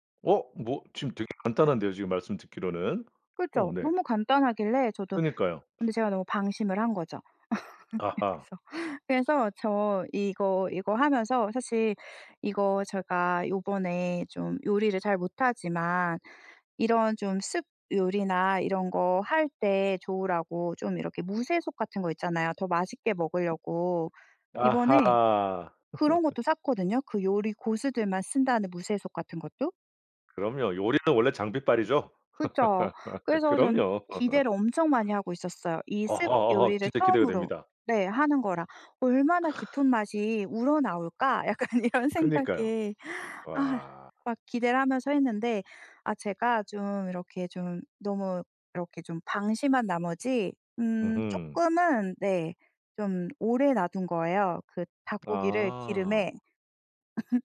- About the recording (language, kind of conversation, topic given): Korean, podcast, 실패한 요리 경험을 하나 들려주실 수 있나요?
- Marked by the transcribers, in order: other background noise; tapping; laugh; laughing while speaking: "여기서"; put-on voice: "soup"; laugh; laugh; put-on voice: "soup"; laughing while speaking: "약간 이런 생각에"; laugh